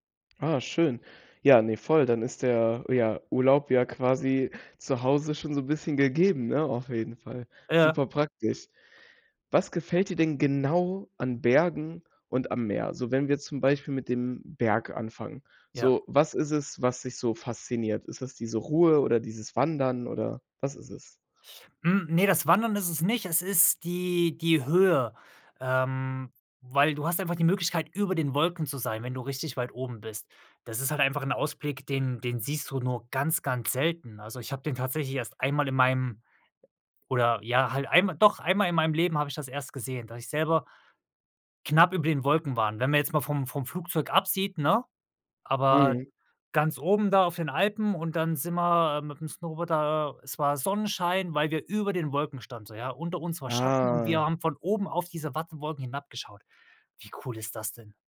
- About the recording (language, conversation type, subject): German, podcast, Was fasziniert dich mehr: die Berge oder die Küste?
- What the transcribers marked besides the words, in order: other background noise; drawn out: "Ah"